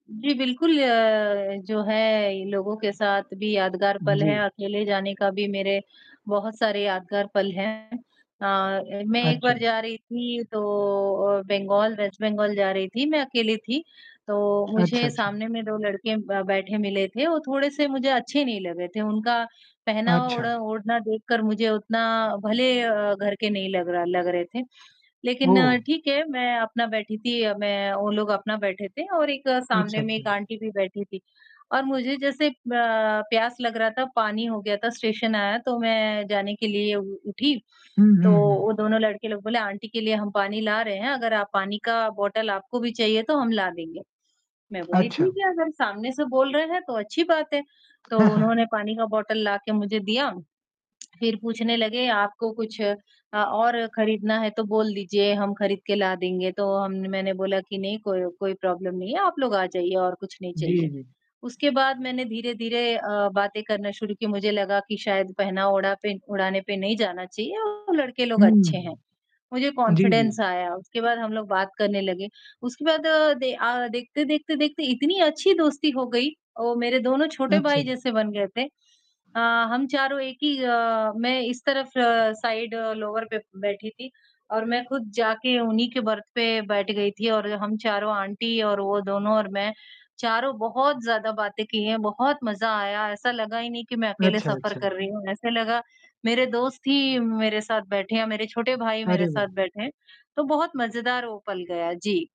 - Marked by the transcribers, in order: static; distorted speech; in English: "वेस्ट"; in English: "आंटी"; in English: "आंटी"; in English: "बॉटल"; chuckle; in English: "बॉटल"; tongue click; in English: "प्रॉब्लम"; in English: "कॉन्फिडेंस"; in English: "साइड लोअर"; in English: "आंटी"
- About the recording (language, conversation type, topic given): Hindi, unstructured, सफ़र पर निकलते समय आपको सबसे ज़्यादा खुशी किस बात से मिलती है?